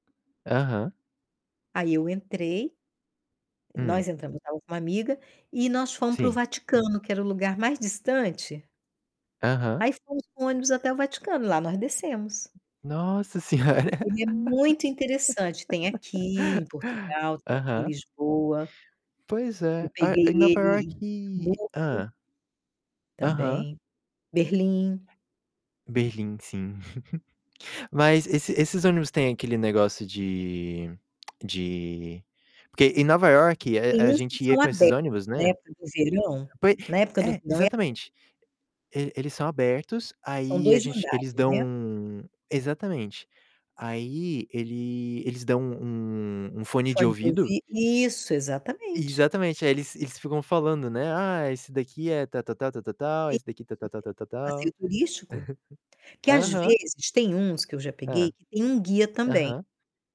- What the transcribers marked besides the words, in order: tapping; distorted speech; other background noise; laugh; static; chuckle; unintelligible speech; chuckle
- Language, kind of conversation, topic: Portuguese, unstructured, Qual foi uma viagem inesquecível que você fez com a sua família?